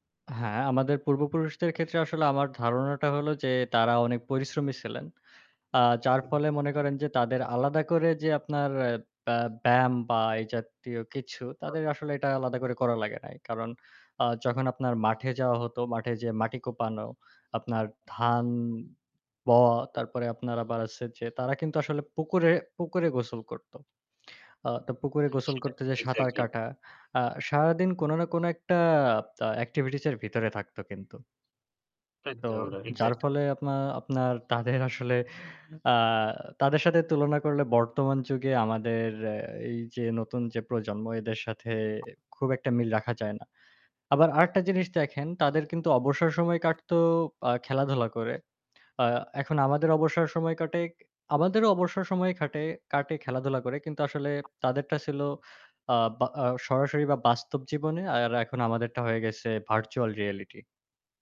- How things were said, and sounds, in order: static; unintelligible speech; other background noise; in English: "এক্টিভিটিস"; laughing while speaking: "তাদের আসলে"; tapping; in English: "ভার্চুয়াল রিয়েলিটি"
- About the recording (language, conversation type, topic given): Bengali, unstructured, আপনি কেন মনে করেন নিয়মিত ব্যায়াম করা গুরুত্বপূর্ণ?